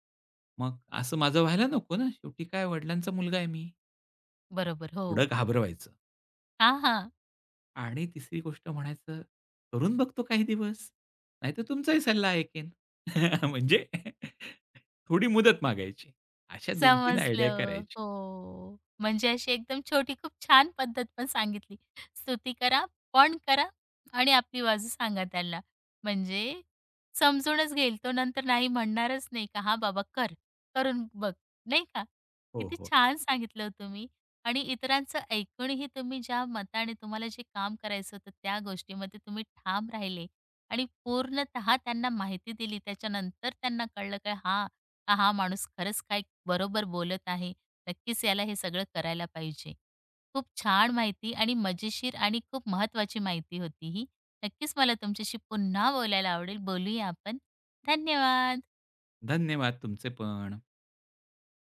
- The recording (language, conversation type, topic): Marathi, podcast, इतरांचं ऐकूनही ठाम कसं राहता?
- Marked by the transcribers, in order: other noise; anticipating: "हां, हां"; laugh; laughing while speaking: "थोडी मुदत मागायची"; in English: "आयडिया"; joyful: "समजलं"; drawn out: "हो"; joyful: "म्हणजे अशी एकदम छोटी, खूप छान पद्धत पण सांगितली"; tapping; joyful: "किती छान सांगितलं हो तुम्ही"; drawn out: "धन्यवाद"